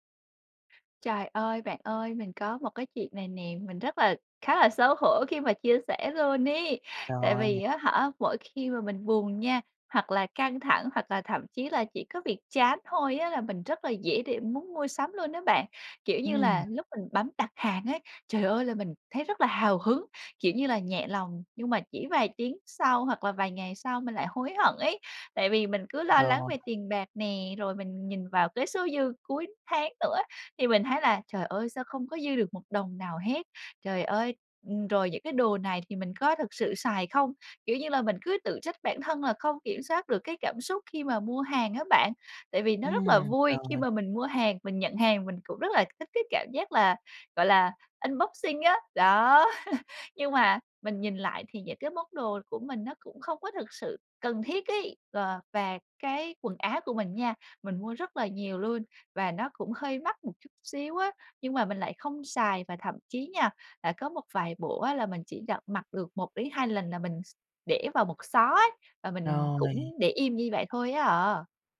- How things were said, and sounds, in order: other background noise; tapping; in English: "unboxing"; laugh
- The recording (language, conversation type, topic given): Vietnamese, advice, Làm sao tôi có thể quản lý ngân sách tốt hơn khi mua sắm?